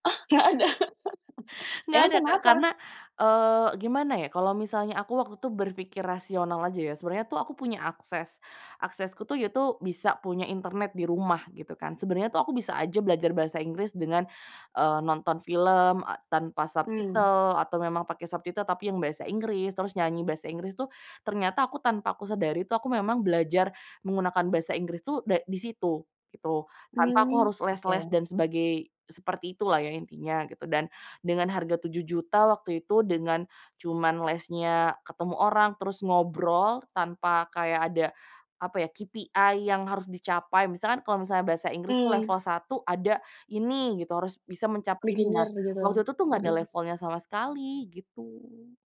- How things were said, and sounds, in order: laughing while speaking: "ada?"; chuckle; in English: "subtitle"; other background noise; in English: "subtitle"; in English: "KPI"; tapping; in English: "Beginner"
- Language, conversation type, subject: Indonesian, podcast, Pernah salah pilih jurusan atau kursus? Apa yang kamu lakukan setelahnya?